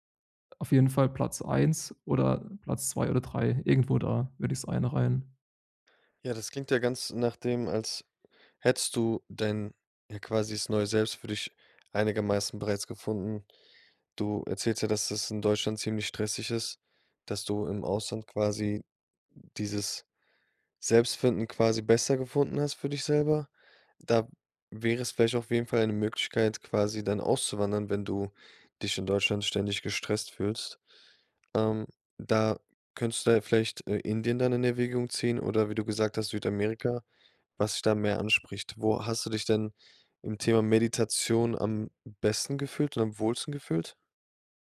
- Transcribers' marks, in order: none
- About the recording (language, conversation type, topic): German, advice, Wie kann ich alte Muster loslassen und ein neues Ich entwickeln?